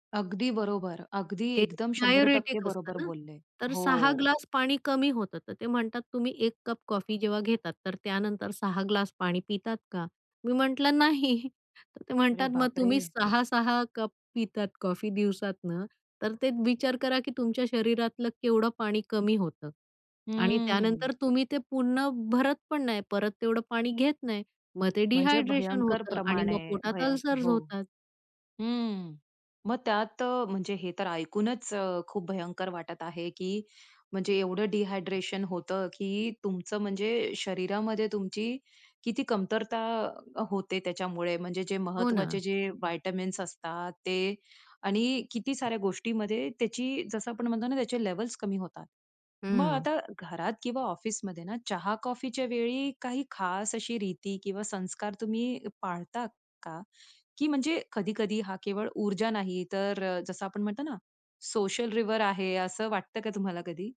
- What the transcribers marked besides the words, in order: in English: "डायुरेटिक"; laughing while speaking: "नाही"; surprised: "अरे बापरे!"; tapping; in English: "डिहायड्रेशन"; in English: "डिहायड्रेशन"; in English: "सोशल रिव्हर"
- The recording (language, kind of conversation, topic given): Marathi, podcast, कॅफिनबद्दल तुमचे काही नियम आहेत का?